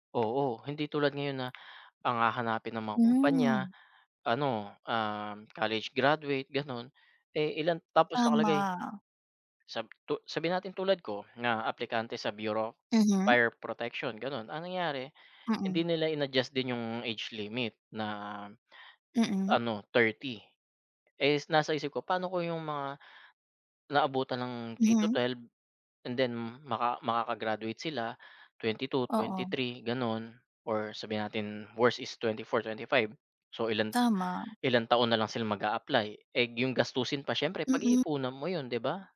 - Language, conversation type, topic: Filipino, unstructured, Paano mo nakikita ang papel ng edukasyon sa pag-unlad ng bansa?
- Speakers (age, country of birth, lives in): 20-24, Philippines, Philippines; 30-34, Philippines, Philippines
- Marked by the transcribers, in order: tapping; in English: "and then"